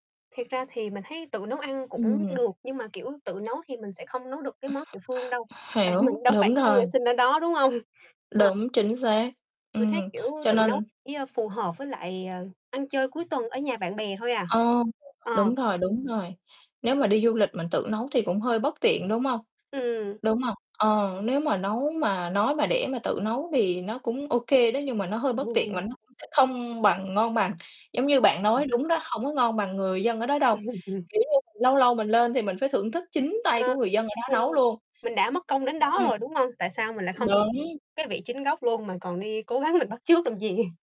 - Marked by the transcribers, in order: distorted speech; other noise; laughing while speaking: "mình"; laughing while speaking: "hông?"; other background noise; laugh; chuckle; laughing while speaking: "mình bắt chước làm gì?"
- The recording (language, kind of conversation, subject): Vietnamese, unstructured, Bạn có thích khám phá món ăn địa phương khi đi đến một nơi mới không?
- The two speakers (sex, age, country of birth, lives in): female, 20-24, Vietnam, Vietnam; female, 35-39, Vietnam, Vietnam